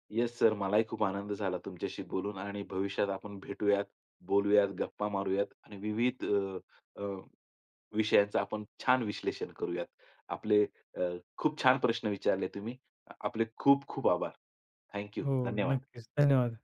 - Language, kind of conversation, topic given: Marathi, podcast, जुन्या गाण्यांना तुम्ही पुन्हा पुन्हा का ऐकता?
- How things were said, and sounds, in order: in English: "येस"; in English: "थँक यू"